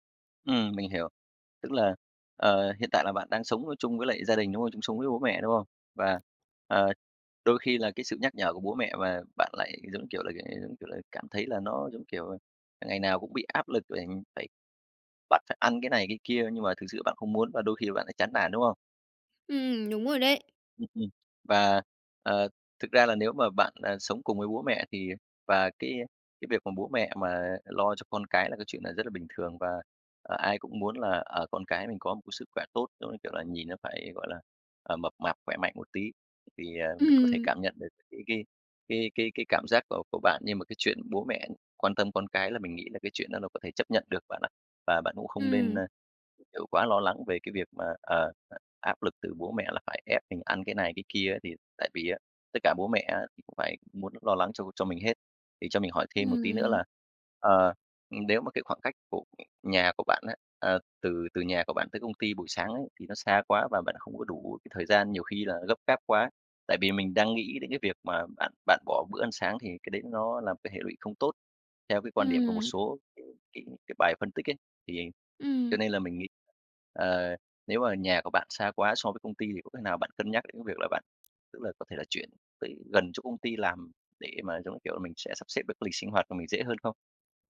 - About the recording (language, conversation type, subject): Vietnamese, advice, Làm thế nào để duy trì thói quen ăn uống lành mạnh mỗi ngày?
- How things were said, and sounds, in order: tapping; other noise